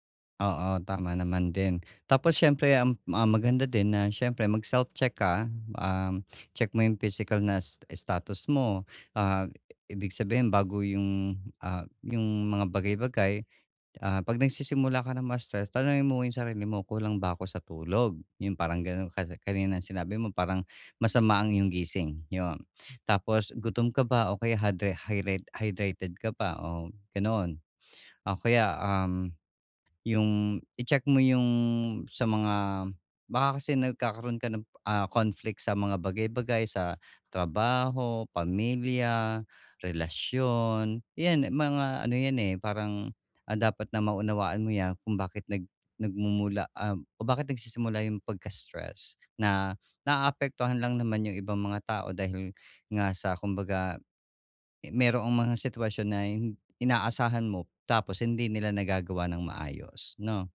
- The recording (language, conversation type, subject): Filipino, advice, Paano ko mauunawaan kung bakit ako may ganitong reaksiyon kapag nai-stress ako?
- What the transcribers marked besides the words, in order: sniff; gasp; sniff; sniff; gasp; sniff